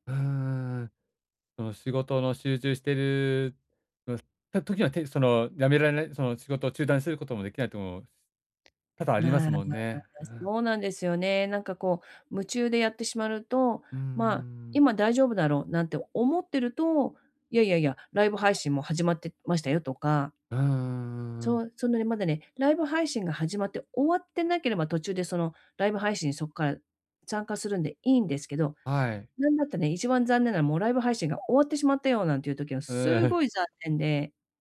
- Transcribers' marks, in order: none
- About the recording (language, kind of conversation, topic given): Japanese, advice, 時間不足で趣味に手が回らない